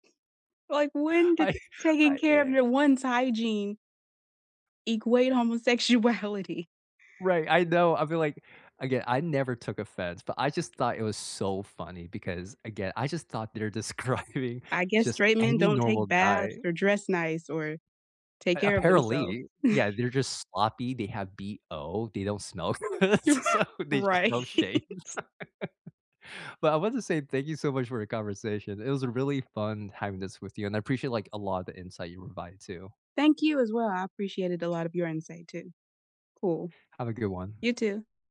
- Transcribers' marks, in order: other background noise; laughing while speaking: "I"; laughing while speaking: "homosexuality?"; laughing while speaking: "describing"; chuckle; laughing while speaking: "good, so"; laugh; laughing while speaking: "Right?"; laughing while speaking: "shave"; laugh
- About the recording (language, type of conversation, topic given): English, unstructured, How do you usually handle stress during a busy day?
- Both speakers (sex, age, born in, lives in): female, 20-24, United States, United States; male, 30-34, United States, United States